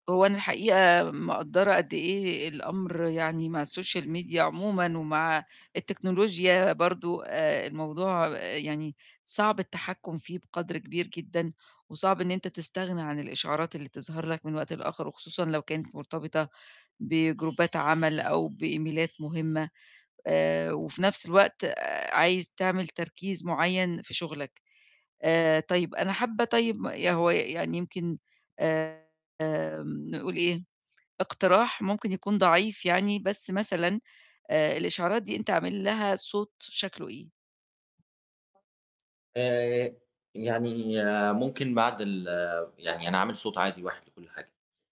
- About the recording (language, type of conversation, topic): Arabic, advice, إزاي أقدر أقلل تشتت انتباهي من إشعارات الموبايل وأنا شغال؟
- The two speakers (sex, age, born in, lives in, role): female, 55-59, Egypt, Egypt, advisor; male, 30-34, Egypt, Germany, user
- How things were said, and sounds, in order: in English: "الSocial Media"; horn; in English: "بجروبات"; in English: "بإيميلات"; tapping; distorted speech; other background noise